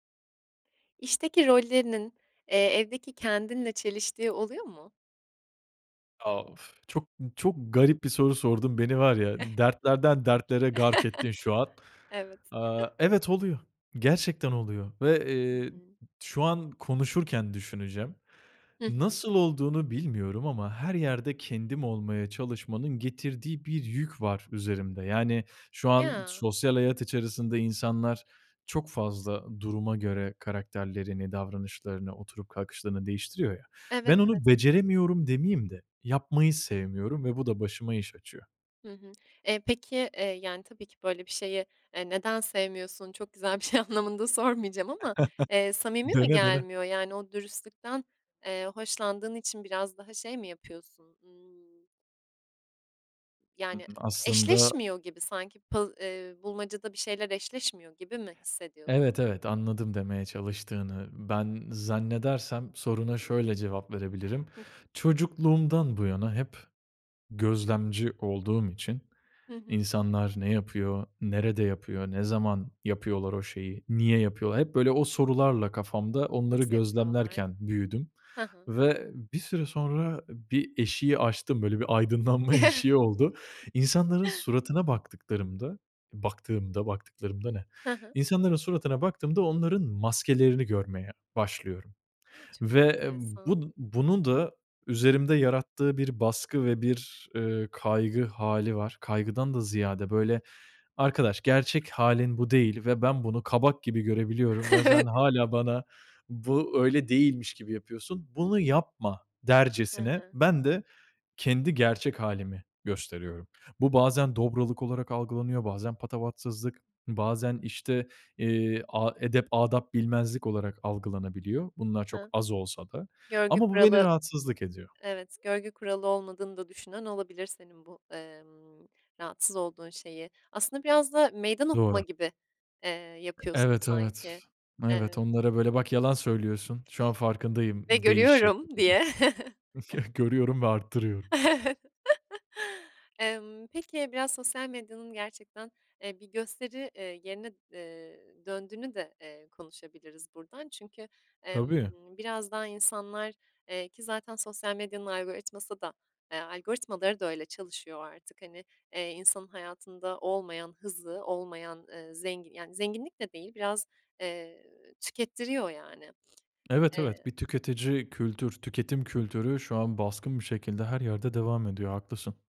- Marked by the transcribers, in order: other background noise; tapping; chuckle; other noise; laughing while speaking: "şey anlamında sormayacağım"; chuckle; laughing while speaking: "aydınlanma eşiği oldu"; chuckle; laughing while speaking: "Evet"; giggle; laughing while speaking: "diye"; chuckle; laughing while speaking: "Evet"
- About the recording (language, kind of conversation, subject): Turkish, podcast, İş hayatındaki rolünle evdeki hâlin birbiriyle çelişiyor mu; çelişiyorsa hangi durumlarda ve nasıl?